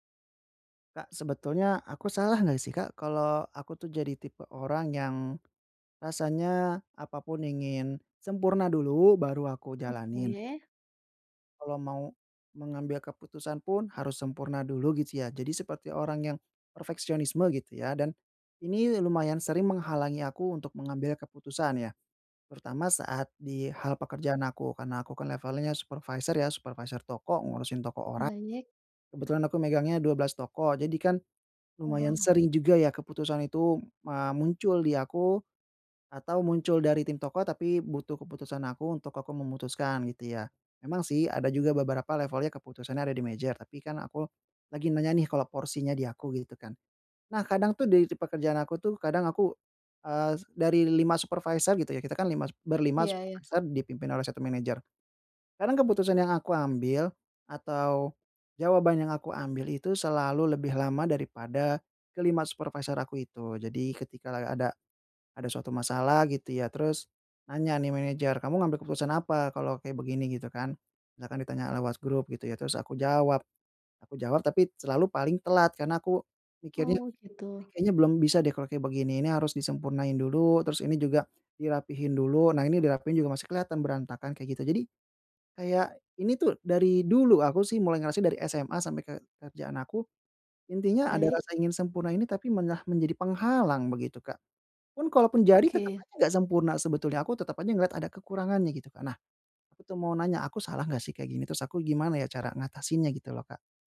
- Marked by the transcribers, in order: tapping; other background noise
- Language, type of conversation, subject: Indonesian, advice, Bagaimana cara mengatasi perfeksionisme yang menghalangi pengambilan keputusan?